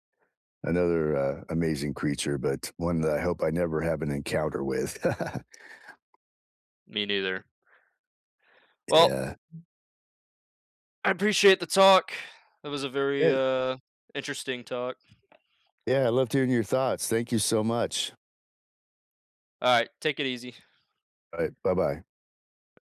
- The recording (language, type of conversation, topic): English, unstructured, What makes pets such good companions?
- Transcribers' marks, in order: chuckle; other background noise; tapping